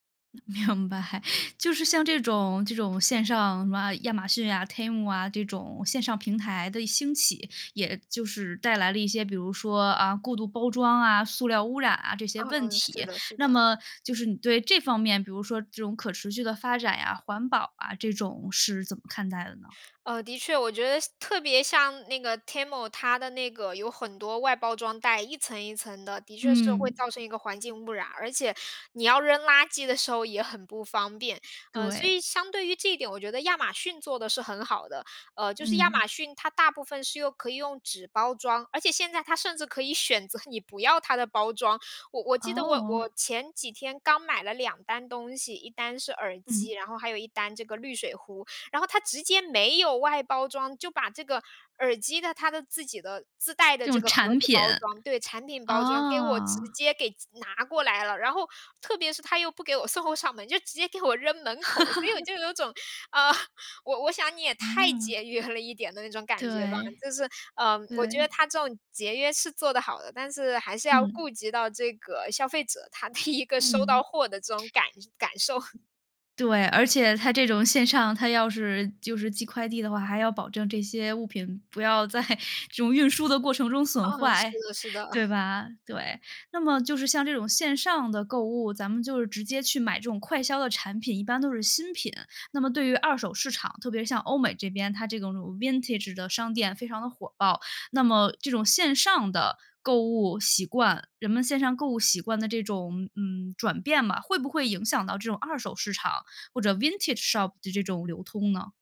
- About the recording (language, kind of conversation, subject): Chinese, podcast, 你怎么看线上购物改变消费习惯？
- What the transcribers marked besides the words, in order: laughing while speaking: "明白"; laugh; other background noise; laughing while speaking: "选择"; joyful: "给我扔门口。所以我就有种，呃，我 我想你也太节约了一点"; laugh; laughing while speaking: "一个"; laugh; laughing while speaking: "在"; chuckle; in English: "vintage"; in English: "vintage shop"